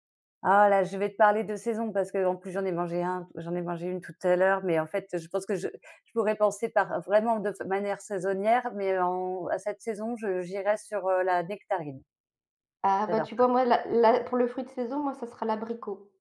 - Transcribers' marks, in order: none
- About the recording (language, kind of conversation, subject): French, unstructured, Quel plat te rappelle ton enfance et pourquoi ?
- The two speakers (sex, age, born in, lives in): female, 45-49, France, France; female, 55-59, France, France